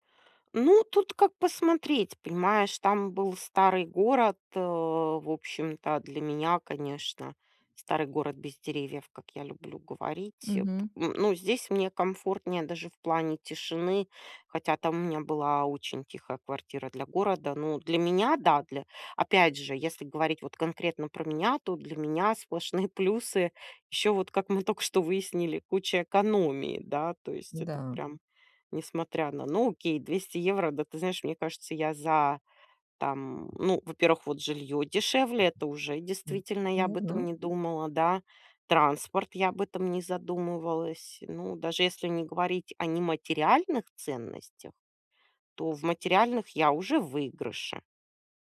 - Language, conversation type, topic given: Russian, advice, Как мне спланировать бюджет и сократить расходы на переезд?
- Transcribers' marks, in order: tapping; other background noise; other noise